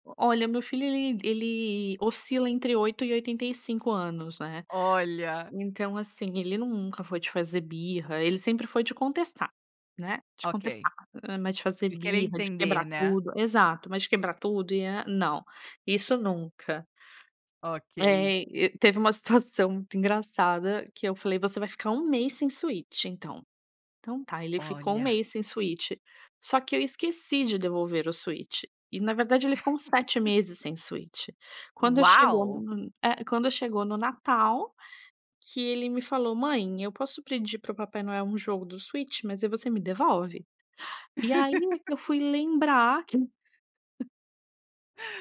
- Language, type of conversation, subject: Portuguese, podcast, Como você controla o tempo de tela das crianças?
- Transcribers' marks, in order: laugh; laugh; chuckle